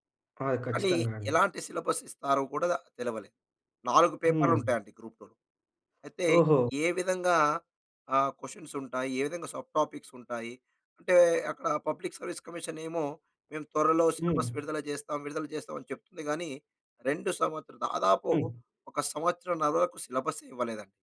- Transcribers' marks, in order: in English: "సిలబస్"; in English: "గ్రూప్ టు లో"; in English: "సబ్"; in English: "పబ్లిక్ సర్విస్"; in English: "సిలబస్"
- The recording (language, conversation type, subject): Telugu, podcast, మరొకసారి ప్రయత్నించడానికి మీరు మీను మీరు ఎలా ప్రేరేపించుకుంటారు?